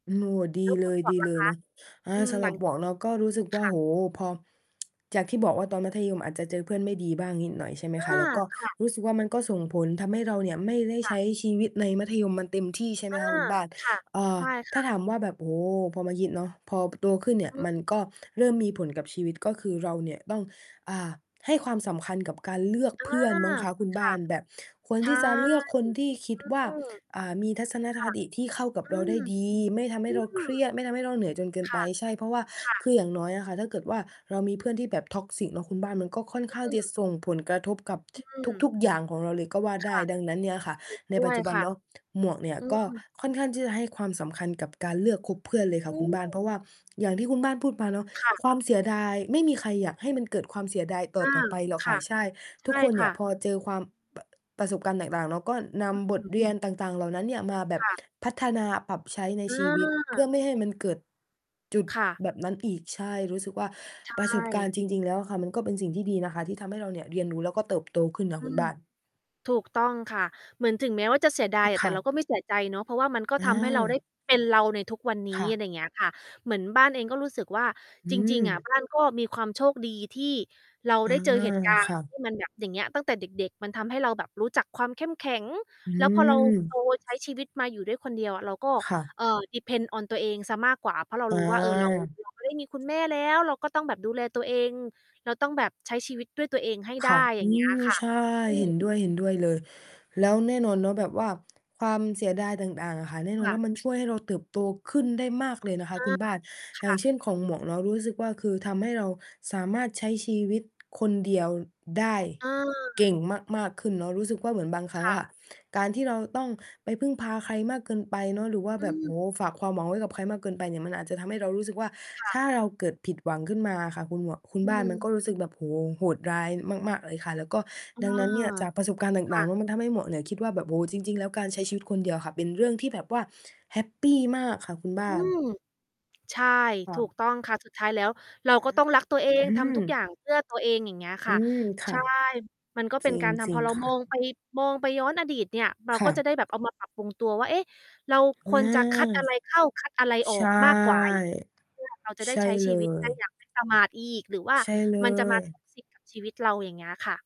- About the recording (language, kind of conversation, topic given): Thai, unstructured, คุณเคยรู้สึกเสียดายเรื่องอะไรในอดีตบ้างไหม?
- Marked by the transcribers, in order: distorted speech; tsk; "คิด" said as "ยิด"; in English: "toxic"; other noise; tapping; static; other background noise; in English: "depends on"